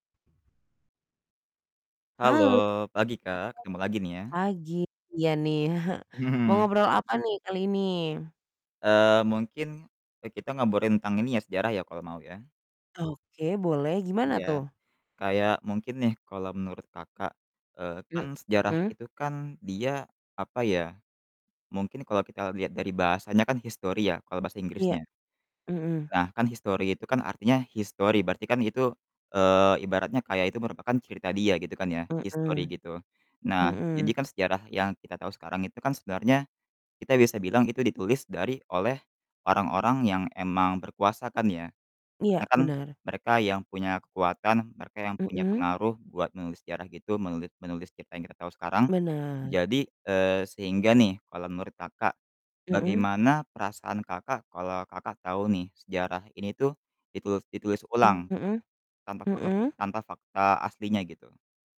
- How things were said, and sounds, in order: distorted speech; chuckle; other background noise; in English: "his story"; in English: "his story"
- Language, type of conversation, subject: Indonesian, unstructured, Bagaimana jadinya jika sejarah ditulis ulang tanpa berlandaskan fakta yang sebenarnya?